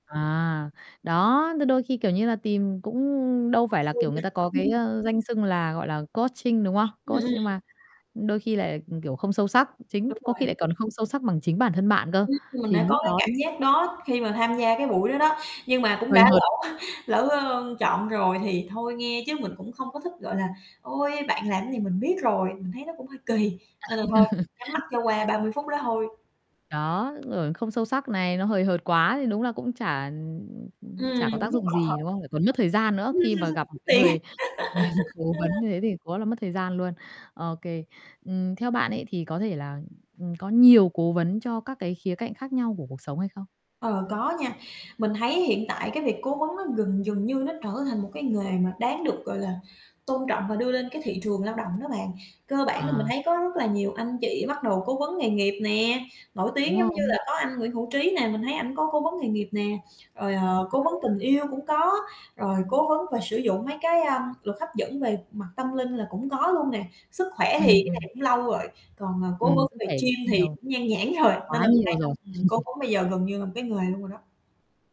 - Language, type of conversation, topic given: Vietnamese, podcast, Bạn thường tìm cố vấn ở đâu ngoài nơi làm việc?
- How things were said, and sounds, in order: static; distorted speech; chuckle; in English: "coaching"; in English: "Coach"; other background noise; chuckle; laugh; tapping; laughing while speaking: "Ừm, kiếm tiền"; laugh; laughing while speaking: "người"; laughing while speaking: "rồi"; chuckle